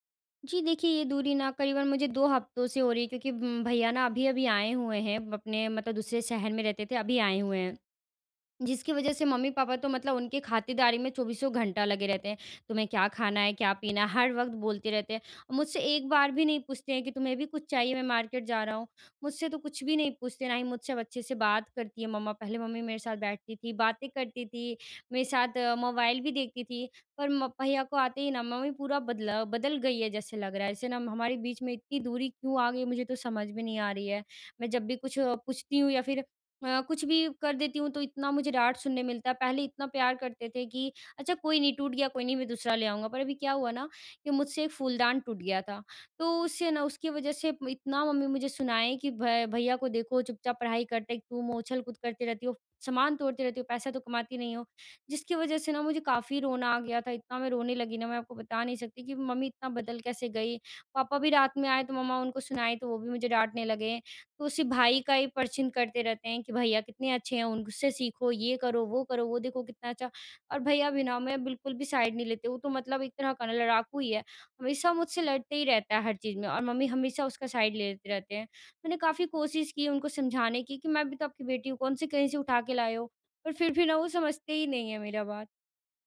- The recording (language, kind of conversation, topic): Hindi, advice, मैं अपने रिश्ते में दूरी क्यों महसूस कर रहा/रही हूँ?
- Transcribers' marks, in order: tapping; in English: "मार्केट"; in English: "साइड"; in English: "साइड"